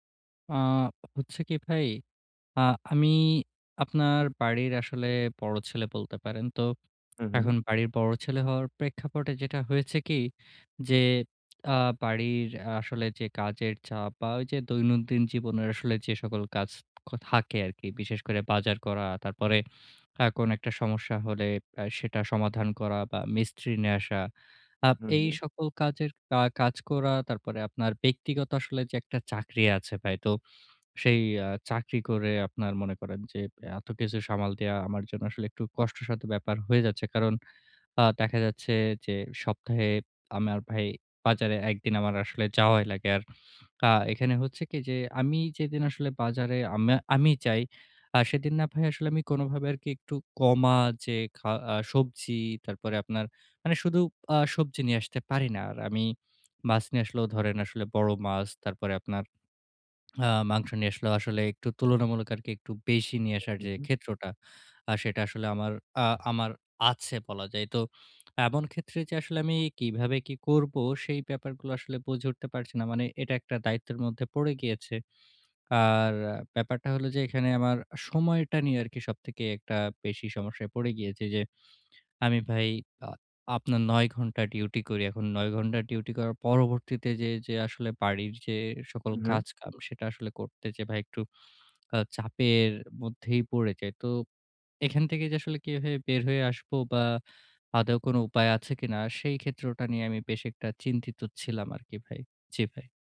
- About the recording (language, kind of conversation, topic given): Bengali, advice, নতুন বাবা-মা হিসেবে সময় কীভাবে ভাগ করে কাজ ও পরিবারের দায়িত্বের ভারসাম্য রাখব?
- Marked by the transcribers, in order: other background noise